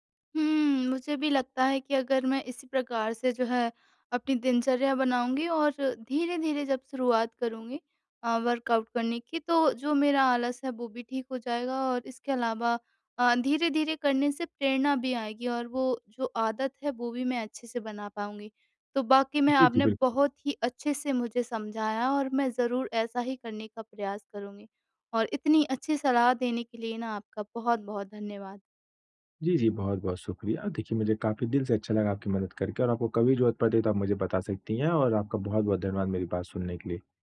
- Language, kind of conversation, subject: Hindi, advice, प्रदर्शन में ठहराव के बाद फिर से प्रेरणा कैसे पाएं?
- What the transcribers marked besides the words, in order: in English: "वर्कआउट"